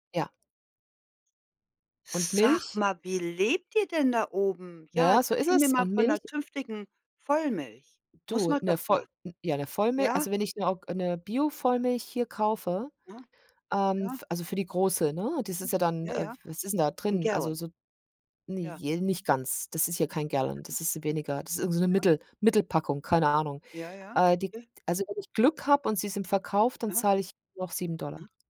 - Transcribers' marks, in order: in English: "Gallon"; in English: "Gallon"
- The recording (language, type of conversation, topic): German, unstructured, Wie denkst du über die aktuelle Inflation in Deutschland?